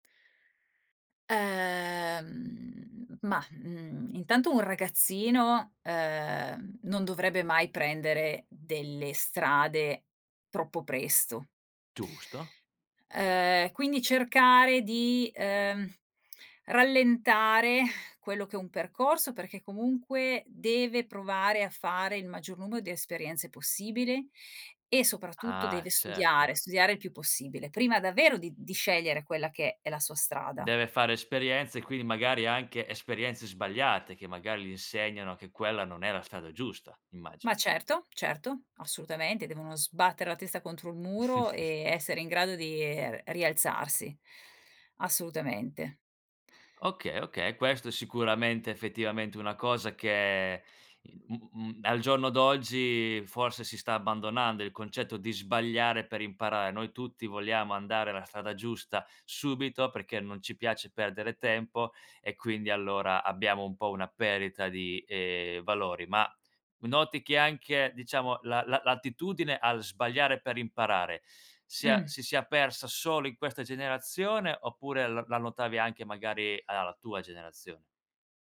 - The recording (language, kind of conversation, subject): Italian, podcast, Quali valori della tua famiglia vuoi tramandare, e perché?
- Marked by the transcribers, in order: drawn out: "Ehm"; chuckle